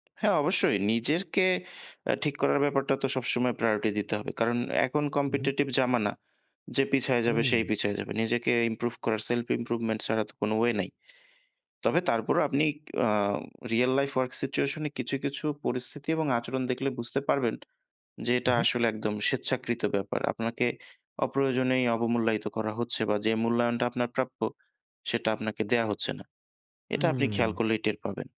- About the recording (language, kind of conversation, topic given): Bengali, unstructured, কখনো কি আপনার মনে হয়েছে যে কাজের ক্ষেত্রে আপনি অবমূল্যায়িত হচ্ছেন?
- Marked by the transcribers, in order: tapping; in English: "প্রায়োরিটি"; in English: "কম্পিটিটিভ জামানা"; in English: "সেলফ ইমপ্রুভমেন্ট"